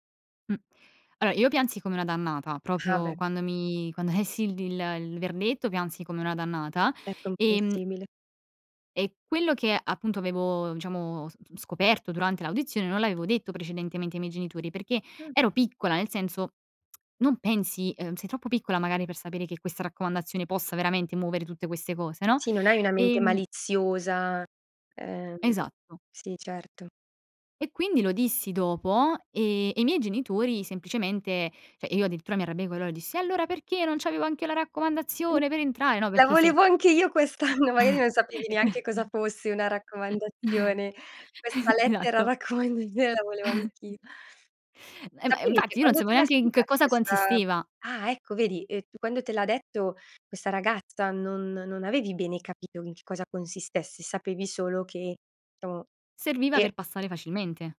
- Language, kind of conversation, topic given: Italian, podcast, Qual è una lezione difficile che hai imparato?
- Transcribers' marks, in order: laughing while speaking: "lessi"; tsk; "cioè" said as "ceh"; put-on voice: "E allora perché non c'avevo anch'io la raccomandazione per entrare?"; unintelligible speech; laughing while speaking: "quest'anno!"; chuckle; laughing while speaking: "E esatto"; laughing while speaking: "raccomandazione"; chuckle; other background noise; "diciamo" said as "ciamo"